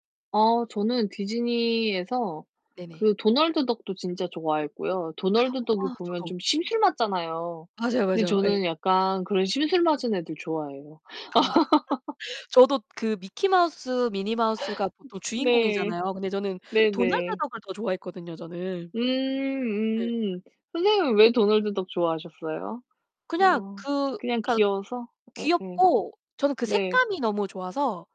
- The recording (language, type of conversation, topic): Korean, unstructured, 어릴 때 가장 기억에 남았던 만화나 애니메이션은 무엇이었나요?
- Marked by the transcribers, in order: other background noise; distorted speech; laugh